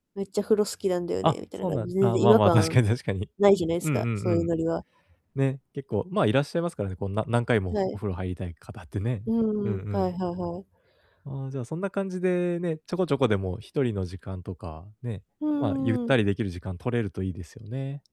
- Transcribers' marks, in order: none
- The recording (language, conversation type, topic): Japanese, advice, 旅先でのストレスをどうやって減らせますか？